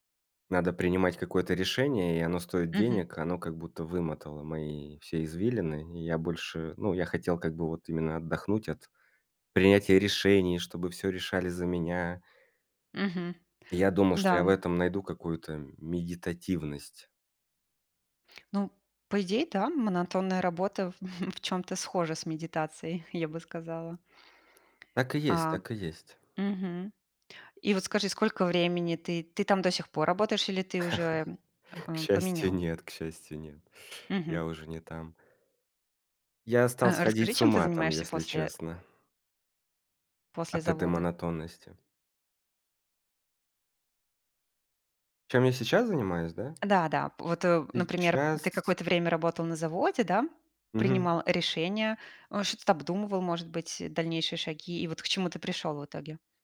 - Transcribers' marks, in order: chuckle; chuckle; laugh; tapping
- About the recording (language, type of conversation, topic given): Russian, podcast, Что для тебя важнее: деньги или удовольствие от работы?